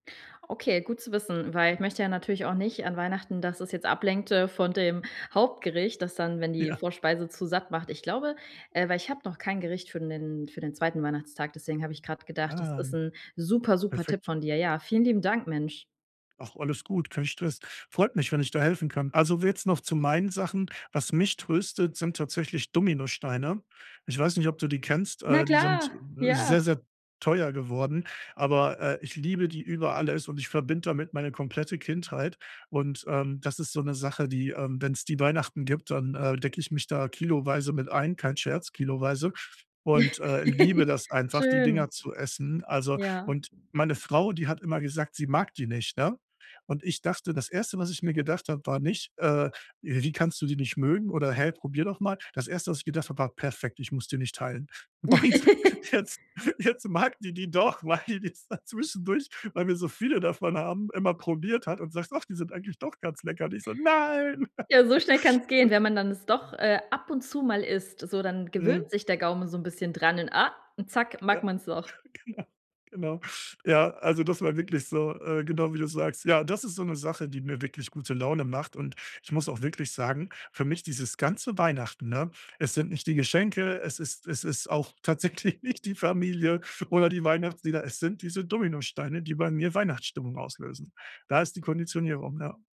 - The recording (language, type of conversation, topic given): German, podcast, Welche Gerichte kochst du, um jemanden zu trösten?
- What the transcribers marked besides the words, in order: laughing while speaking: "Ja"; other background noise; joyful: "Na klar, ja"; other noise; laugh; laugh; laughing while speaking: "Und jetzt jetzt mag die die doch, weil die es dann zwischendurch"; joyful: "weil wir so viele davon haben, immer probiert hat und sagt"; joyful: "Ja, so schnell kann's gehen"; put-on voice: "Nein"; drawn out: "Nein"; laugh; anticipating: "ah"; laughing while speaking: "genau"; laughing while speaking: "tatsächlich nicht"; joyful: "die Familie oder die Weihnachtslieder"; stressed: "Dominosteine"; stressed: "Weihnachtsstimmung"